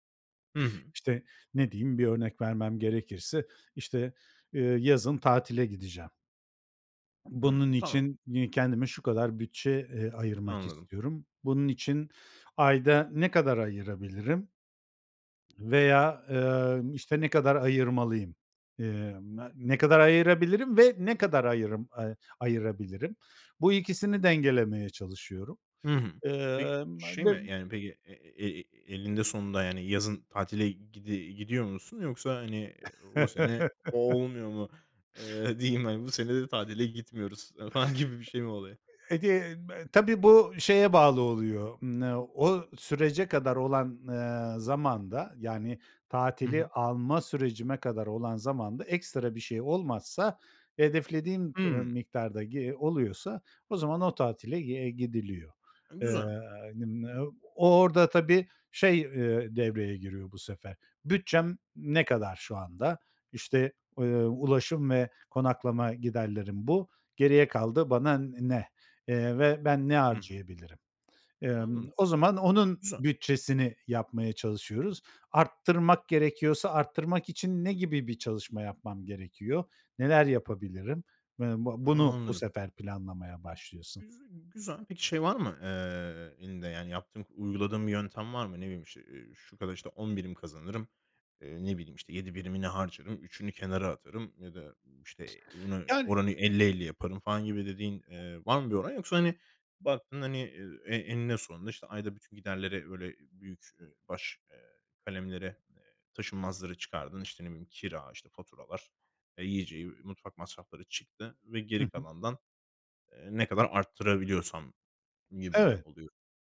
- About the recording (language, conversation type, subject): Turkish, podcast, Harcama ve birikim arasında dengeyi nasıl kuruyorsun?
- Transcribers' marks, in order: chuckle; laughing while speaking: "diyeyim, hani, Bu sene de … şey mi oluyor?"; tapping; other background noise; unintelligible speech